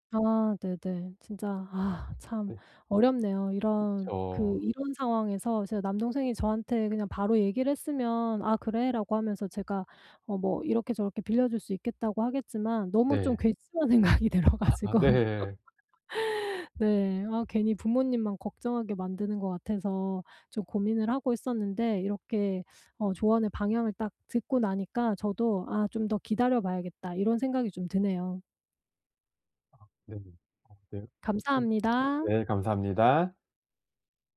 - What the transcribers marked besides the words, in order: tapping; other background noise; laughing while speaking: "괘씸한 생각이 들어 가지고"; laughing while speaking: "아"; laugh
- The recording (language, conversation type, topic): Korean, advice, 친구나 가족이 갑자기 돈을 빌려달라고 할 때 어떻게 정중하면서도 단호하게 거절할 수 있나요?